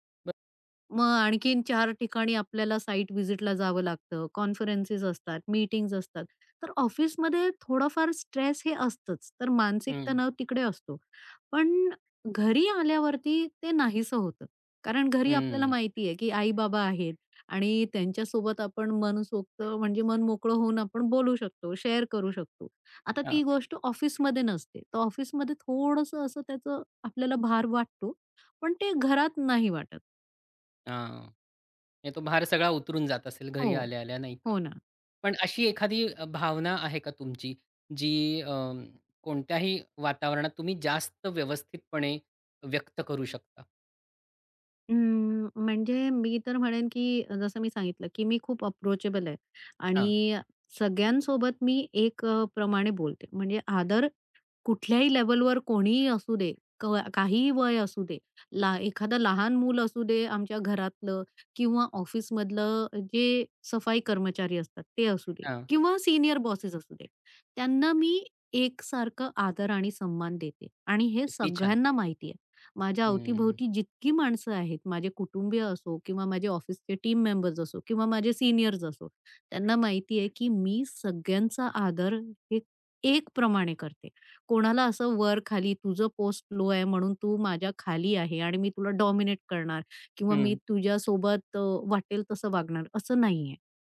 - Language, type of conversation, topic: Marathi, podcast, घरी आणि बाहेर वेगळी ओळख असल्यास ती तुम्ही कशी सांभाळता?
- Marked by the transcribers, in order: other noise; other background noise; in English: "शेअर"; tapping; in English: "अप्रोचेबल"; in English: "टीम"; stressed: "एक प्रमाणे"; in English: "लो"; in English: "डॉमिनेट"